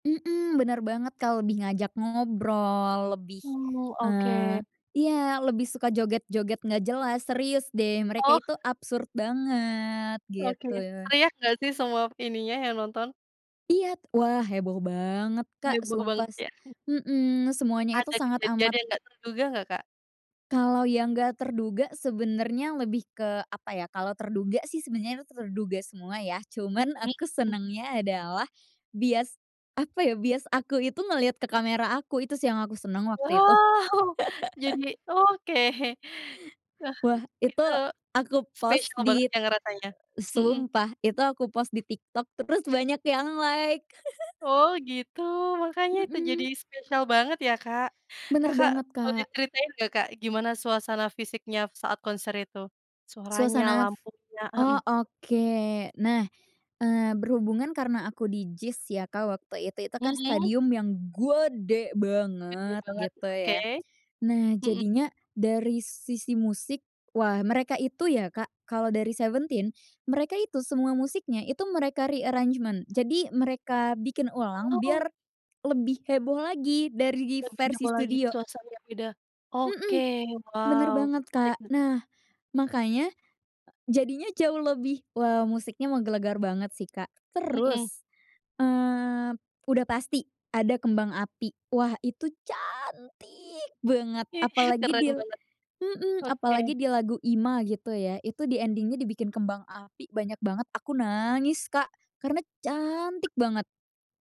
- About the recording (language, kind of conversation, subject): Indonesian, podcast, Apakah kamu punya cerita menarik tentang konser yang paling kamu ingat?
- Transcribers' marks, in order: tapping; in English: "absurd"; chuckle; laughing while speaking: "Wow"; chuckle; in English: "like"; chuckle; put-on voice: "gede"; other background noise; in English: "re-arrangement"; put-on voice: "cantik"; laughing while speaking: "Ih"; in English: "ending-nya"